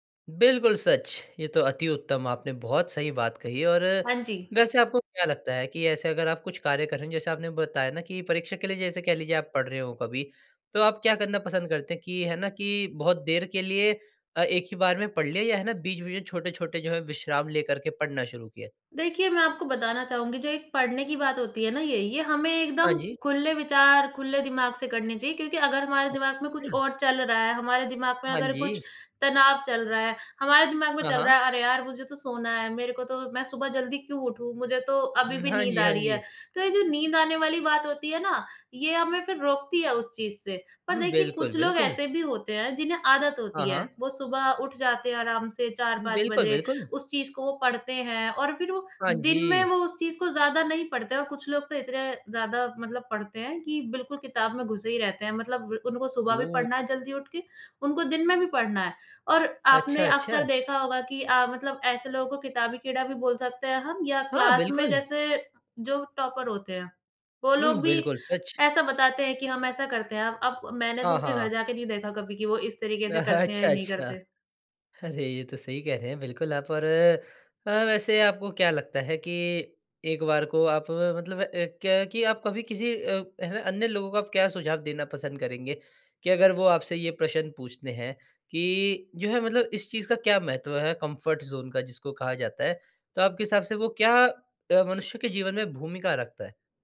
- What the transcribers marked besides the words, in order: in English: "ओके"; in English: "क्लास"; in English: "टॉपर"; chuckle; laughing while speaking: "अच्छा, अच्छा"; in English: "कम्फ़र्ट ज़ोन"
- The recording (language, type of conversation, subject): Hindi, podcast, आप अपने आराम क्षेत्र से बाहर निकलकर नया कदम कैसे उठाते हैं?
- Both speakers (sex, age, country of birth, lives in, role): female, 20-24, India, India, guest; male, 20-24, India, India, host